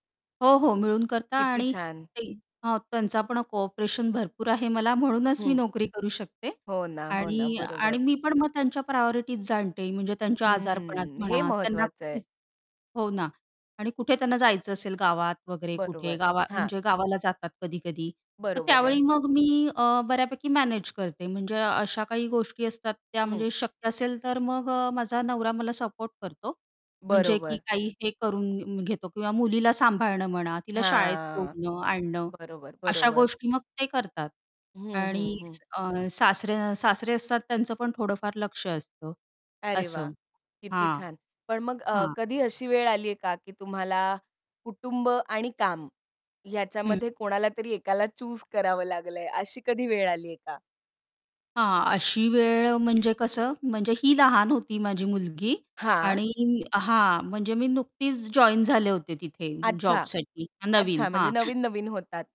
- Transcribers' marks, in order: static; tapping; distorted speech; in English: "प्रायोरिटीज"; unintelligible speech; in English: "चूज"; other noise
- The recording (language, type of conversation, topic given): Marathi, podcast, तुम्ही काम आणि वैयक्तिक आयुष्याचा समतोल कसा साधता?